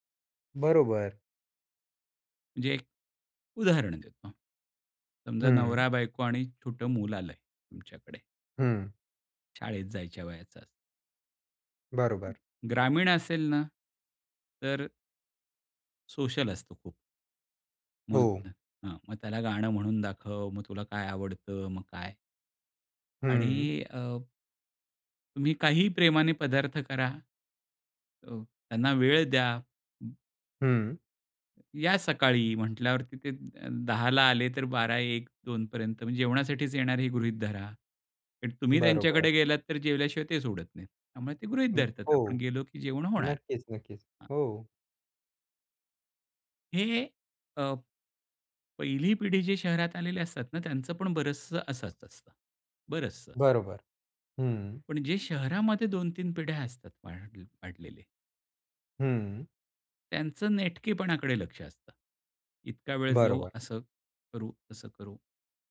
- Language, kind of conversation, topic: Marathi, podcast, तुम्ही पाहुण्यांसाठी मेनू कसा ठरवता?
- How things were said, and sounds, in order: other background noise; unintelligible speech; other noise